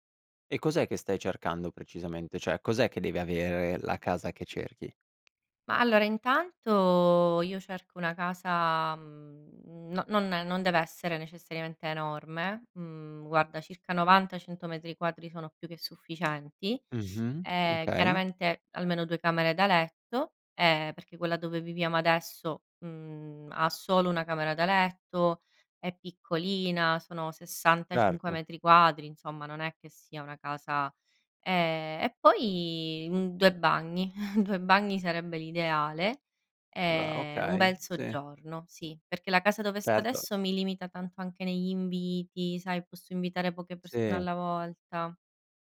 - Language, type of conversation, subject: Italian, advice, Quali difficoltà stai incontrando nel trovare una casa adatta?
- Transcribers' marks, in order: "Cioè" said as "ceh"; tapping; chuckle